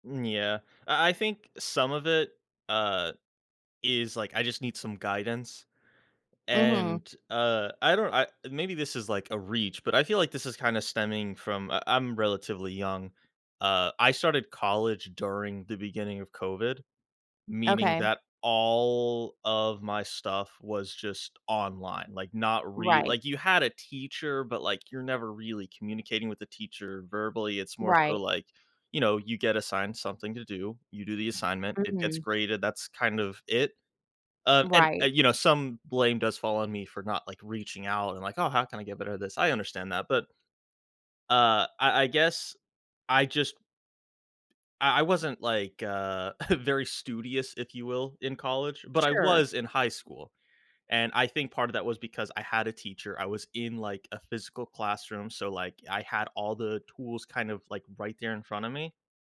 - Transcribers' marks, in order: stressed: "all"; chuckle
- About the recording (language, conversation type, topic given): English, unstructured, How can a hobby help me handle failure and track progress?
- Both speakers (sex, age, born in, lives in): female, 45-49, United States, United States; male, 25-29, United States, United States